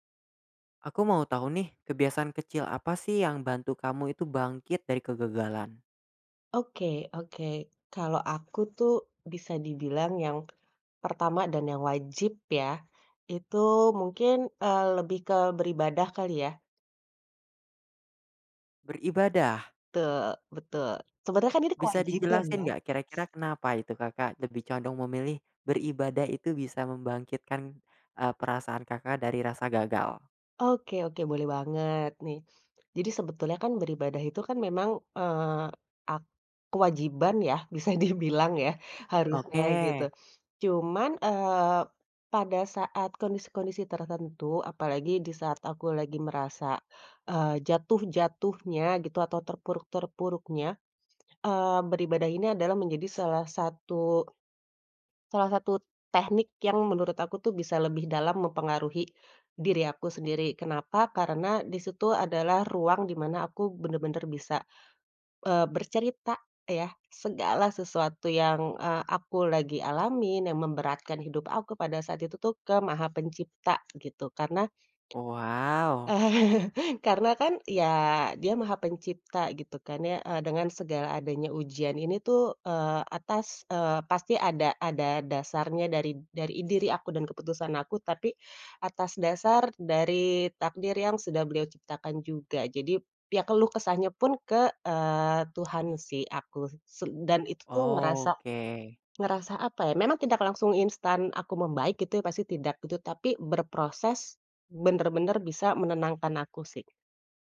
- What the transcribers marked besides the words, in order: tapping; other background noise; laughing while speaking: "bisa dibilang"; chuckle
- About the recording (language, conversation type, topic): Indonesian, podcast, Kebiasaan kecil apa yang paling membantu Anda bangkit setelah mengalami kegagalan?